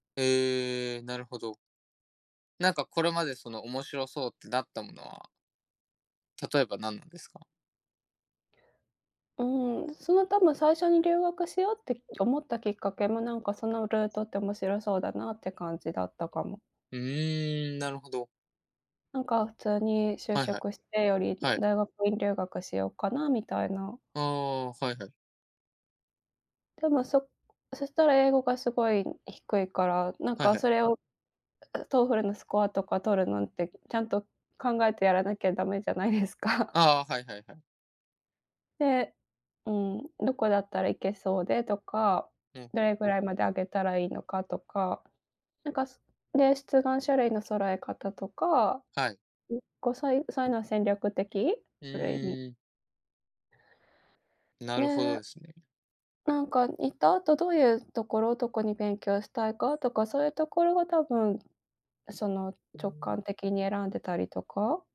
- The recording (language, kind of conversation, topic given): Japanese, unstructured, 将来、挑戦してみたいことはありますか？
- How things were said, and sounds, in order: tapping; laughing while speaking: "ダメじゃないですか？"; other background noise